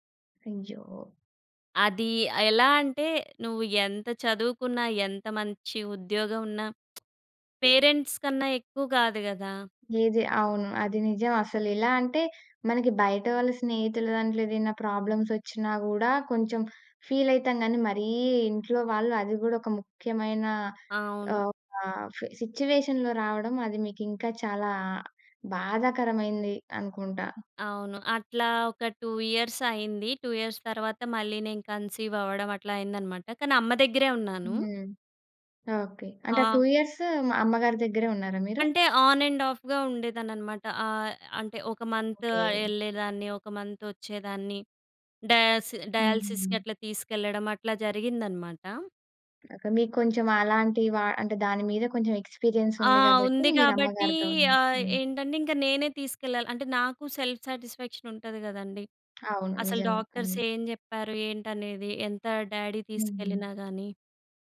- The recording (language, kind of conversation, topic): Telugu, podcast, మీ జీవితంలో ఎదురైన ఒక ముఖ్యమైన విఫలత గురించి చెబుతారా?
- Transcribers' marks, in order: other background noise; in English: "పేరెంట్స్"; in English: "ప్రాబ్లమ్స్"; in English: "ఫీల్"; in English: "సిట్యుయేషన్‌లో"; in English: "టూ ఇయర్స్"; in English: "టూ ఇయర్స్"; in English: "కన్సీవ్"; tapping; in English: "టూ ఇయర్స్"; in English: "ఆన్ అండ్ ఆఫ్‌గా"; in English: "మంత్"; in English: "మంత్"; in English: "డయాస్ డయాలిసిస్‌కి"; in English: "ఎక్స్పీరియన్స్"; in English: "సెల్ఫ్ సాటిస్ఫాక్షన్"; in English: "డాక్టర్స్"; in English: "డ్యాడీ"